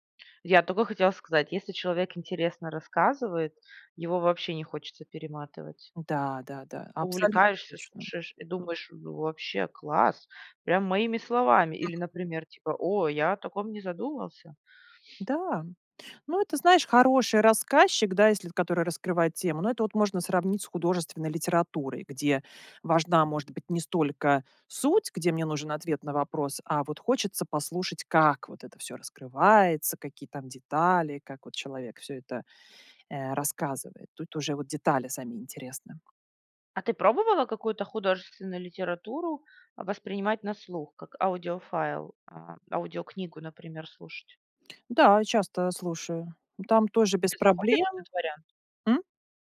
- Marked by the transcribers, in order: tapping; chuckle; other background noise
- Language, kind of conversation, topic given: Russian, podcast, Как выжимать суть из длинных статей и книг?